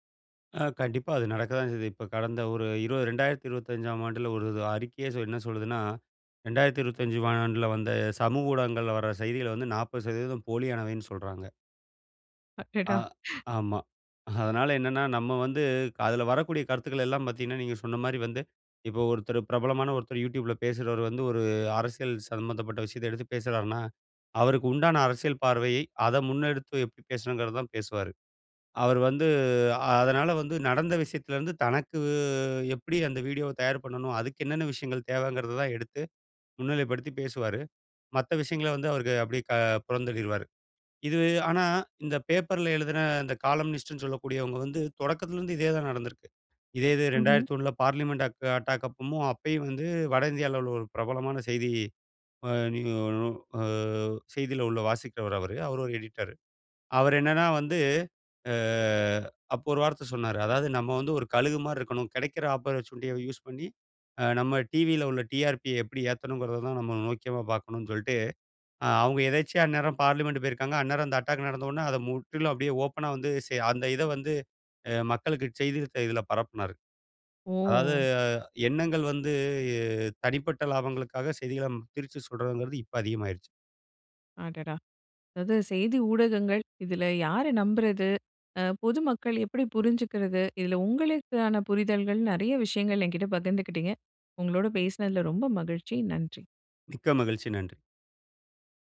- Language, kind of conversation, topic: Tamil, podcast, செய்தி ஊடகங்கள் நம்பகமானவையா?
- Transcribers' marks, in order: surprised: "அடடா!"; laughing while speaking: "அடடா!"; laughing while speaking: "அதனால என்னன்னா"; in English: "காலம்னிஸ்ட்னு"; in English: "ஆப்பர்சஷூனிட்டிய"; "நோக்கமா" said as "நோக்கியமா"; surprised: "ஓ!"; drawn out: "வந்து"; surprised: "அடடா!"